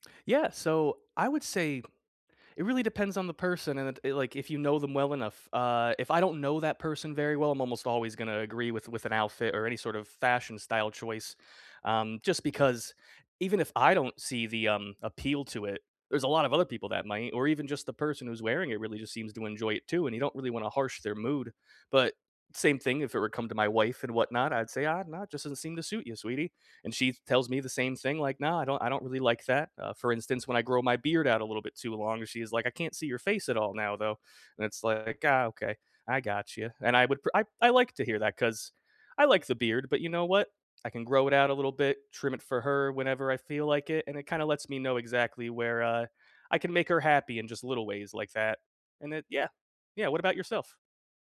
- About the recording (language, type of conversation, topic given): English, unstructured, What is a good way to say no without hurting someone’s feelings?
- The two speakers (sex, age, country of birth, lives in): female, 40-44, United States, United States; male, 30-34, United States, United States
- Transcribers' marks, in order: tapping; stressed: "I"